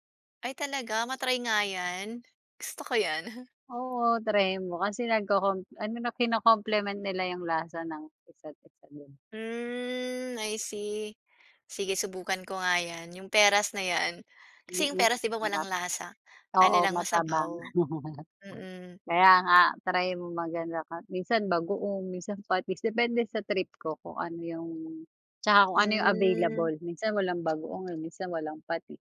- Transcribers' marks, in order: chuckle; laugh; tapping; other noise
- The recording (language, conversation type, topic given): Filipino, unstructured, Ano ang palagay mo sa pagkaing sobrang maalat?